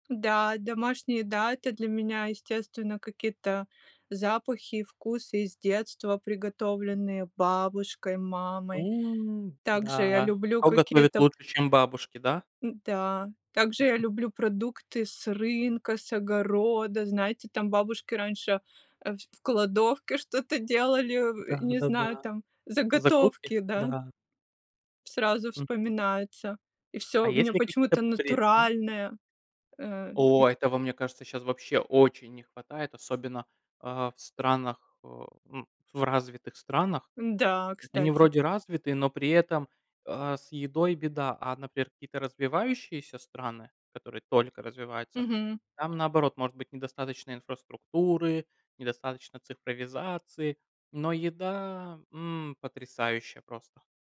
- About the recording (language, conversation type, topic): Russian, unstructured, Что для тебя значит домашняя еда?
- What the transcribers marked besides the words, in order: tapping; other background noise; chuckle